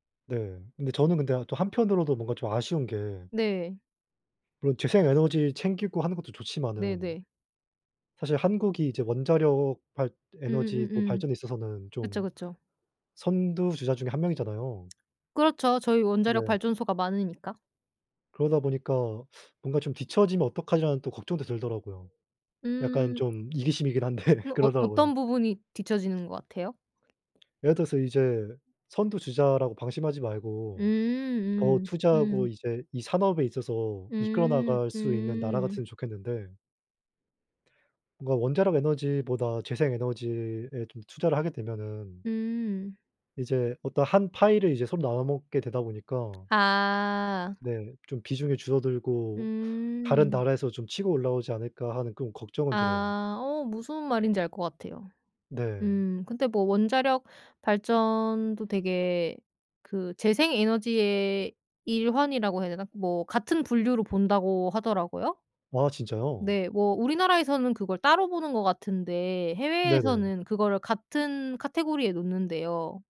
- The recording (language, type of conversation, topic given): Korean, unstructured, 기후 변화로 인해 사라지는 동물들에 대해 어떻게 느끼시나요?
- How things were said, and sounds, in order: other background noise; laughing while speaking: "한데"; tapping